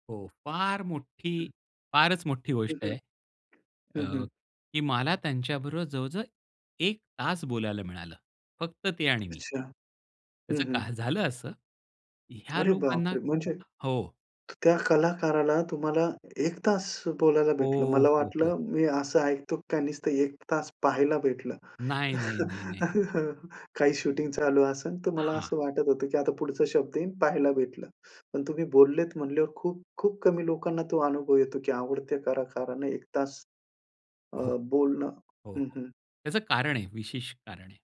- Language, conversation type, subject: Marathi, podcast, आवडत्या कलाकाराला प्रत्यक्ष पाहिल्यावर तुम्हाला कसं वाटलं?
- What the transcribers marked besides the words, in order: other background noise; surprised: "अरे बाप रे! म्हणजे"; laugh